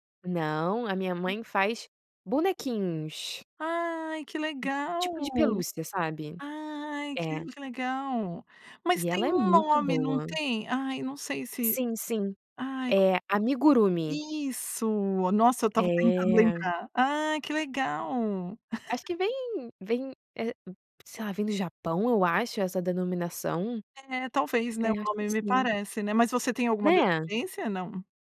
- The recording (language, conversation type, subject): Portuguese, podcast, Que hobby te faz perder a noção do tempo?
- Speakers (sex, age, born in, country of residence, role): female, 25-29, Brazil, France, guest; female, 40-44, Brazil, United States, host
- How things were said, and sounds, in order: other noise; laugh